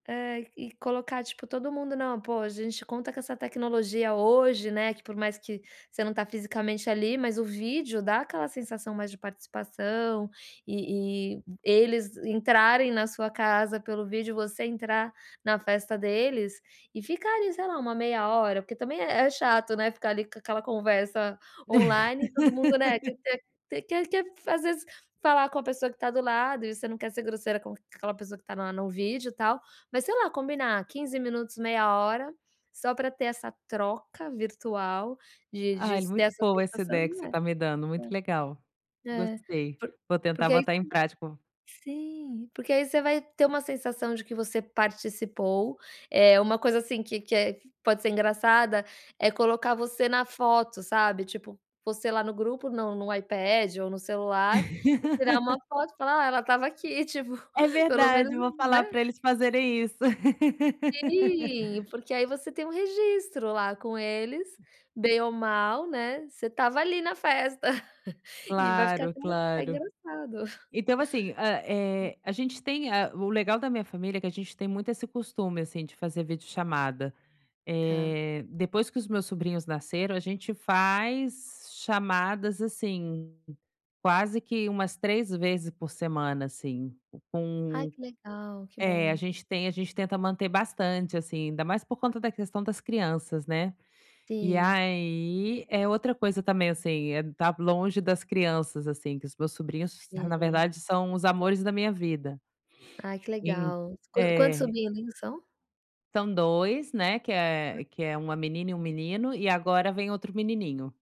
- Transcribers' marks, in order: laugh; other background noise; laugh; laugh; tapping; chuckle; chuckle; sniff
- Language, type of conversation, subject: Portuguese, advice, Como posso lidar com a nostalgia e a saudade ao mudar para outro lugar?